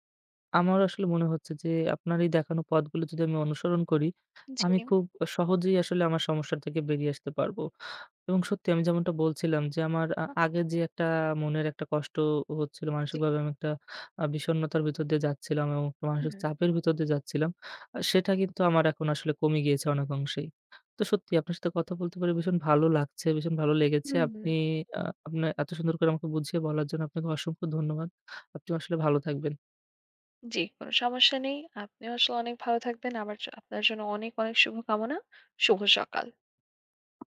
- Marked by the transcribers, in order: tapping
- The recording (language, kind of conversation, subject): Bengali, advice, দুপুরের ঘুমানোর অভ্যাস কি রাতের ঘুমে বিঘ্ন ঘটাচ্ছে?